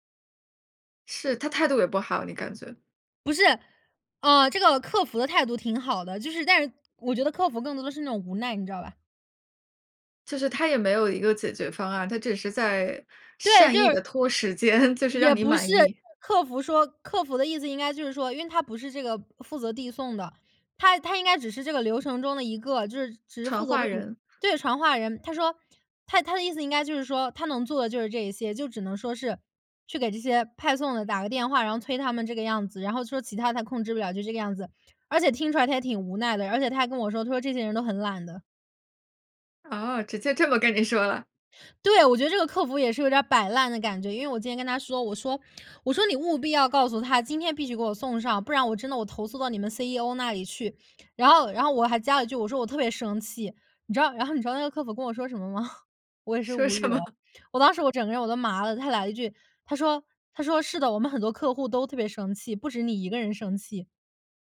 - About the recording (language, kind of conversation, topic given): Chinese, podcast, 你有没有遇到过网络诈骗，你是怎么处理的？
- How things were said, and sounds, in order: laughing while speaking: "间"; laughing while speaking: "这么跟你说了"; laughing while speaking: "吗？"; laughing while speaking: "说什么？"